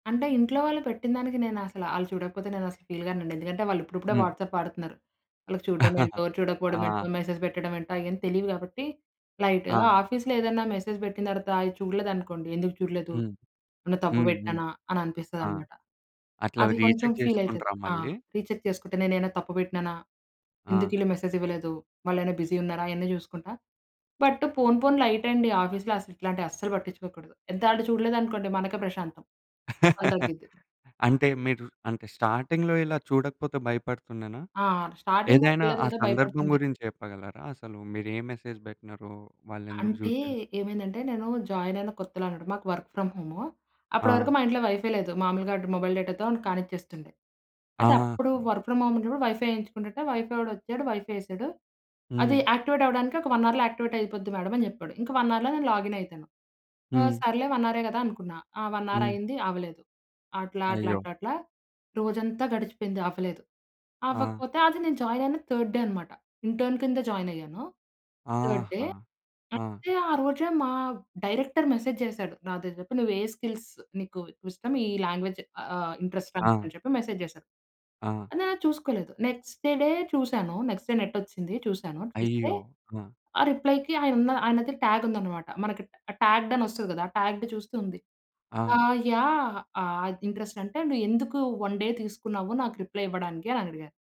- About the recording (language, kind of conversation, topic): Telugu, podcast, ఒకరు మీ సందేశాన్ని చూసి కూడా వెంటనే జవాబు ఇవ్వకపోతే మీరు ఎలా భావిస్తారు?
- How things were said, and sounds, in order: in English: "ఫీల్"; in English: "వాట్సాప్"; chuckle; in English: "మెసేజ్"; in English: "ఆఫీస్‌లో"; in English: "మెసేజ్"; in English: "రీచెక్"; other background noise; in English: "రీచెక్"; in English: "మెసేజ్"; in English: "బిజీ"; in English: "బట్"; in English: "ఆఫీస్‌లో"; chuckle; in English: "స్టార్టింగ్‌లో"; in English: "స్టార్టింగ్‌లో"; in English: "మెసేజ్"; in English: "జాయిన్"; in English: "వర్క్ ఫ్రమ్"; in English: "వైఫై"; in English: "మొబైల్ డేటాతో"; in English: "వర్క్ ఫ్రమ్ హోం"; in English: "వైఫై"; in English: "వైఫై"; in English: "వైఫై"; in English: "యాక్టివేట్"; in English: "వన్ అవర్‌లో"; in English: "వన్ అవర్‌లో"; in English: "వన్"; in English: "వన్"; in English: "థర్డ్ డే"; in English: "ఇంటర్న్"; in English: "థర్డ్ డే"; in English: "డైరెక్టర్ మెసేజ్"; in English: "స్కిల్స్"; in English: "లాంగ్వేజ్"; in English: "మెసేజ్"; in English: "నెక్స్ట్ డే"; in English: "నెక్స్ట్ డే"; in English: "రిప్లైకి"; in English: "ట్ టాగ్డ్"; in English: "టాగ్డ్"; in English: "యాహ్!"; in English: "వన్ డే"; in English: "రిప్లై"